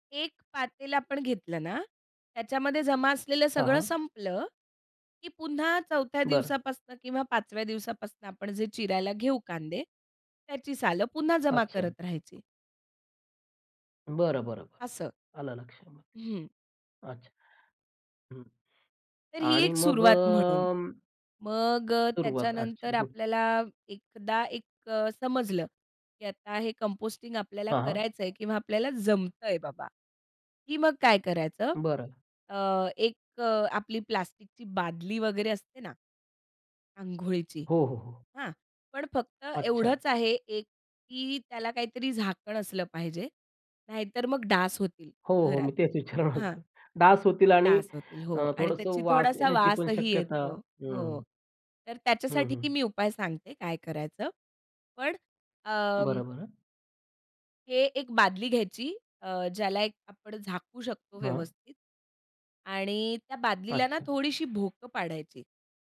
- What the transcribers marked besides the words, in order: drawn out: "मग"; in English: "कंपोस्टिंग"; laughing while speaking: "तेच विचारणार होतो"
- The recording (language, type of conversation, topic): Marathi, podcast, घरात कंपोस्टिंग सुरू करायचं असेल, तर तुम्ही कोणता सल्ला द्याल?